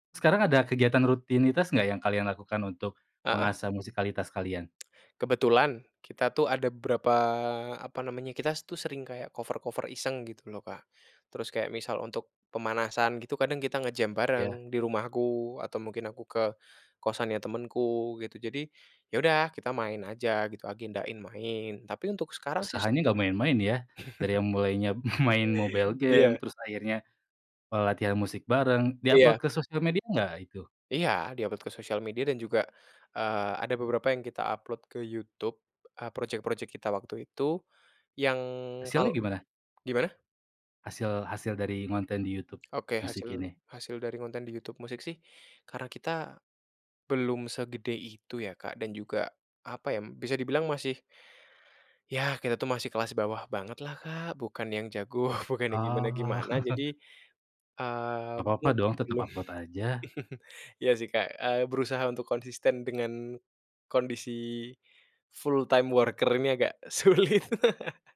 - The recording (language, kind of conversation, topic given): Indonesian, podcast, Lagu apa yang pertama kali membuat kamu jatuh cinta pada musik?
- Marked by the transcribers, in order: "kita" said as "kitas"; in English: "nge-jam"; laugh; chuckle; in English: "mobile game"; chuckle; laughing while speaking: "jago"; chuckle; in English: "full time worker"; laughing while speaking: "sulit"; laugh